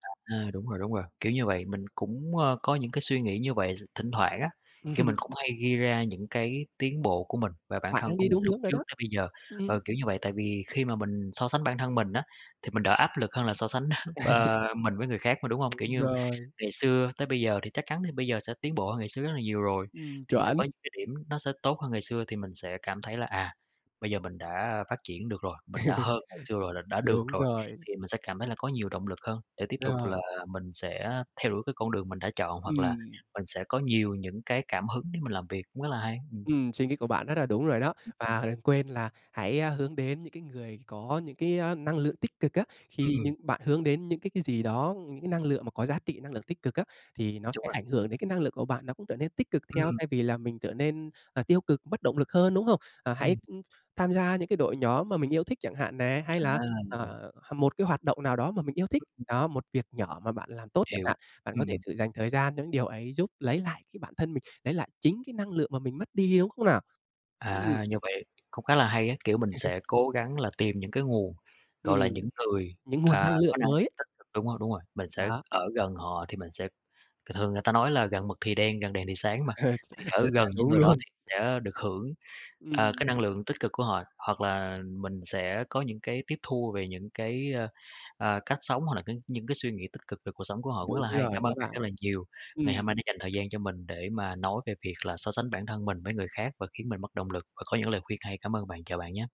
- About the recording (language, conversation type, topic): Vietnamese, advice, Làm sao để ngừng so sánh bản thân với người khác khi điều đó khiến bạn mất động lực sống?
- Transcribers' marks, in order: other background noise; chuckle; tapping; chuckle; chuckle; chuckle; chuckle; laughing while speaking: "đúng luôn!"